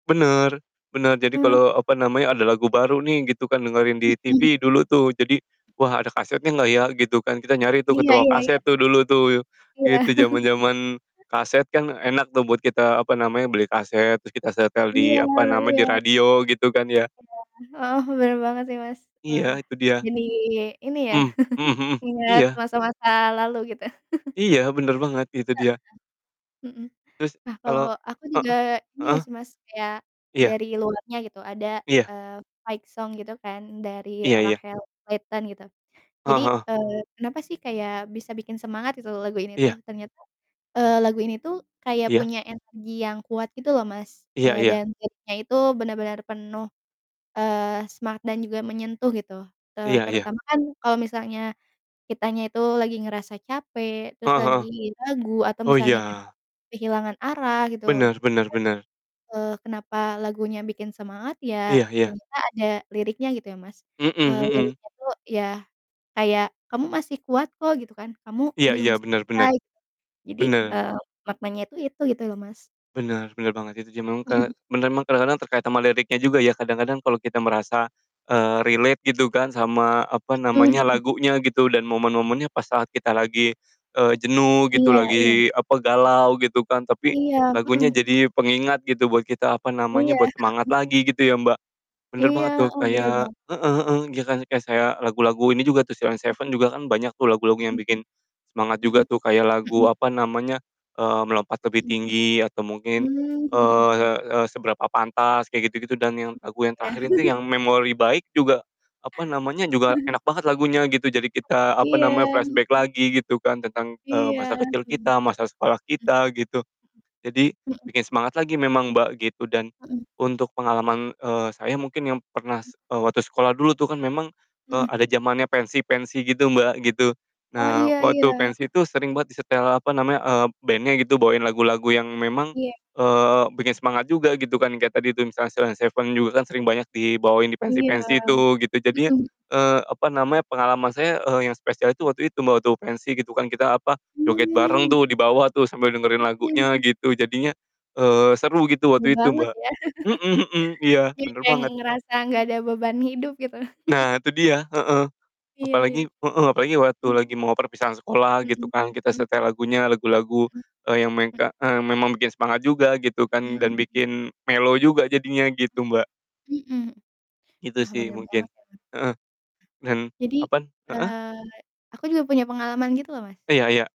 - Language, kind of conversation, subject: Indonesian, unstructured, Lagu apa yang selalu membuat kamu semangat?
- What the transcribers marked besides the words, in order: unintelligible speech; static; distorted speech; other background noise; chuckle; chuckle; chuckle; in English: "fight song"; tapping; mechanical hum; in English: "vibe-nya"; unintelligible speech; in English: "relate"; chuckle; chuckle; background speech; in English: "flashback"; chuckle; chuckle; in English: "mellow"